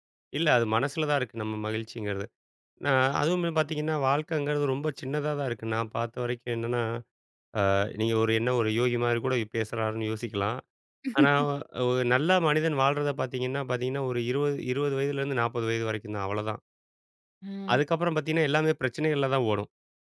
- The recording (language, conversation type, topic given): Tamil, podcast, வறுமையைப் போல அல்லாமல் குறைவான உடைமைகளுடன் மகிழ்ச்சியாக வாழ்வது எப்படி?
- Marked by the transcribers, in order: laugh; other background noise